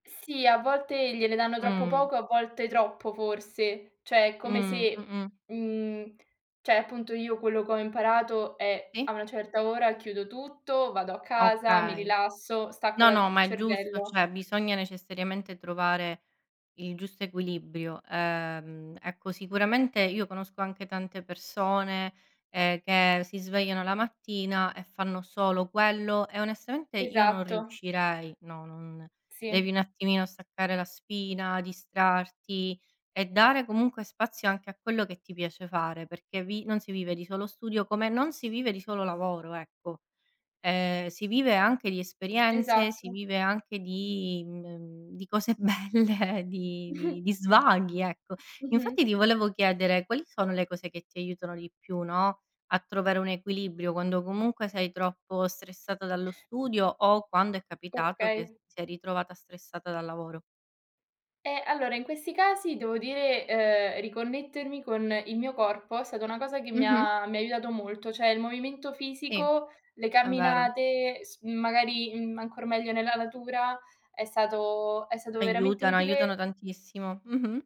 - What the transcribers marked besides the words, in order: "Cioè" said as "ceh"; "cioè" said as "ceh"; tapping; other background noise; laughing while speaking: "belle"; chuckle
- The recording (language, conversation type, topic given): Italian, unstructured, Come riesci a bilanciare lavoro e vita personale mantenendo la felicità?